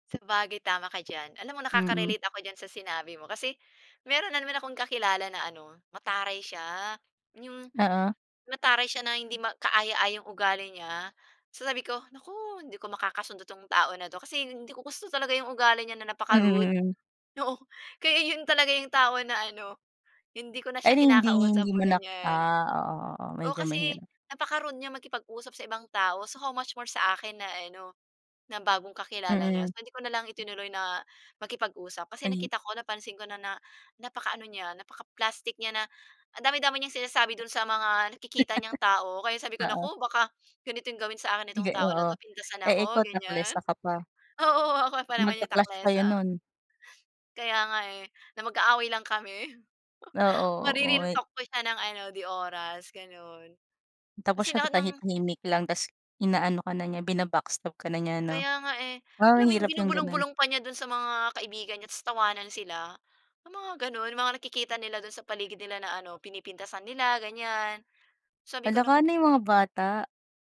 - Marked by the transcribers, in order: tapping; laughing while speaking: "Oo, kaya 'yon talaga"; other background noise; laugh; laughing while speaking: "Oo, oo ako pa"; sniff; chuckle
- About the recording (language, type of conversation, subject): Filipino, unstructured, Ano ang ibig sabihin sa iyo ng pagiging totoo sa sarili mo?